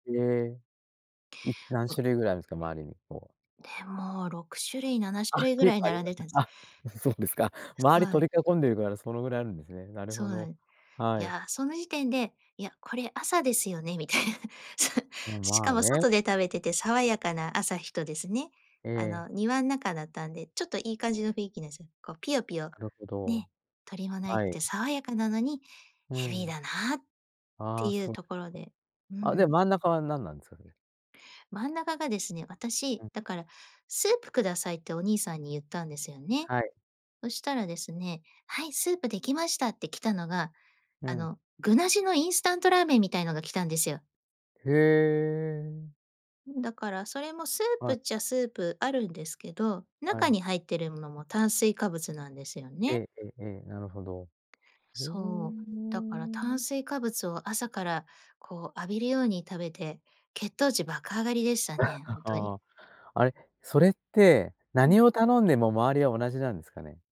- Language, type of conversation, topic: Japanese, podcast, 食べ物の違いで、いちばん驚いたことは何ですか？
- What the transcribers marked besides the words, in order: chuckle; laughing while speaking: "そうですか"; laughing while speaking: "みたいな、そう"; drawn out: "へえ"; drawn out: "うーん"; chuckle